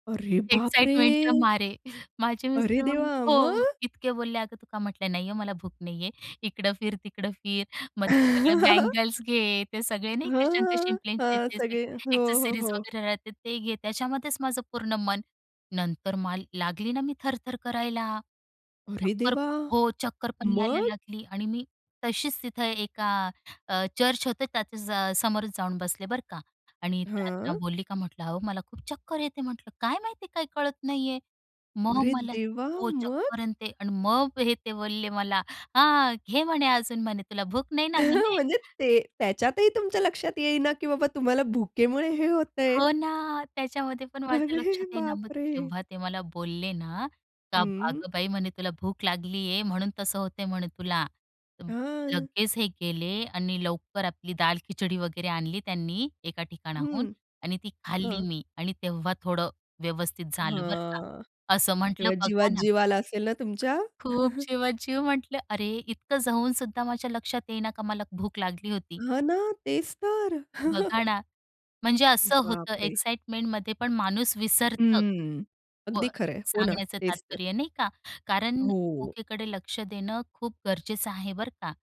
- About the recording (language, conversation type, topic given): Marathi, podcast, खाण्यापूर्वी शरीराच्या भुकेचे संकेत कसे ओळखाल?
- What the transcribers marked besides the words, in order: in English: "एक्साईटमेंटच्या"; drawn out: "बाप रे!"; surprised: "अरे देवा! मग?"; laugh; laughing while speaking: "हां. हां. सगळे. हो, हो, हो"; in English: "एक्सेसरीज"; surprised: "अरे देवा! मग?"; surprised: "अरे देवा! मग?"; other background noise; laughing while speaking: "म्हणजे ते"; tapping; laughing while speaking: "अरे बाप रे!"; chuckle; chuckle; in English: "एक्साइटमेंटमध्ये"